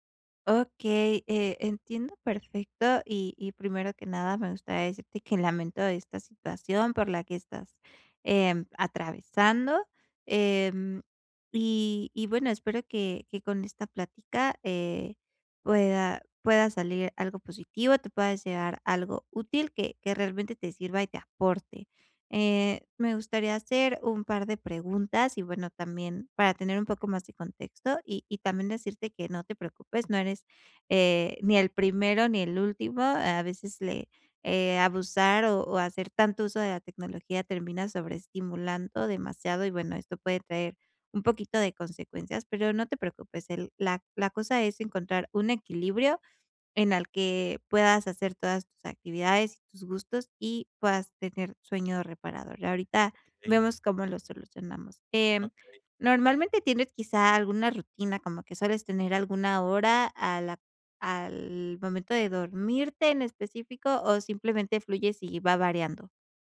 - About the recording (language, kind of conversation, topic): Spanish, advice, ¿Cómo puedo reducir la ansiedad antes de dormir?
- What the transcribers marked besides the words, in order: none